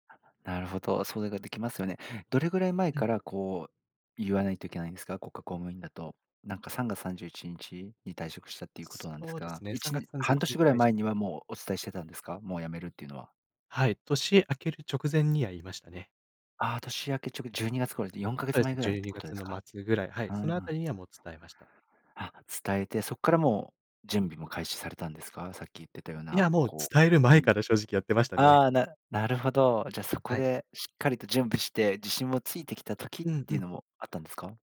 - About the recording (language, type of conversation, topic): Japanese, podcast, 大きな決断を後悔しないために、どんな工夫をしていますか？
- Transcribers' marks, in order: other background noise